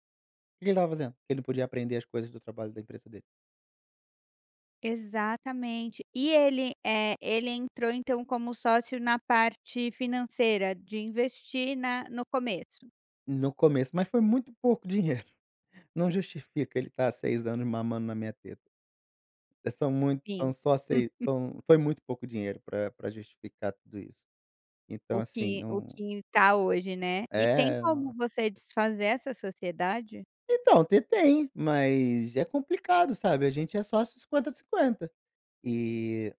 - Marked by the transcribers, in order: tapping; chuckle; laugh
- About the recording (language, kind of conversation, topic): Portuguese, advice, Como posso parar de alternar tarefas o tempo todo e ser mais produtivo?